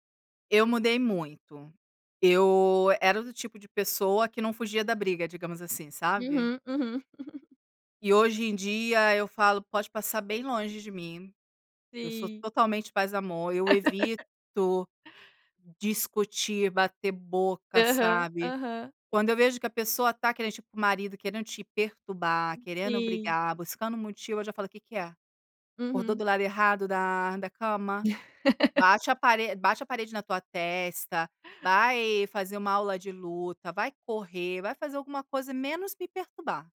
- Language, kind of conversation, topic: Portuguese, podcast, Qual é uma prática simples que ajuda você a reduzir o estresse?
- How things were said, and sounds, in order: chuckle; chuckle; chuckle; other noise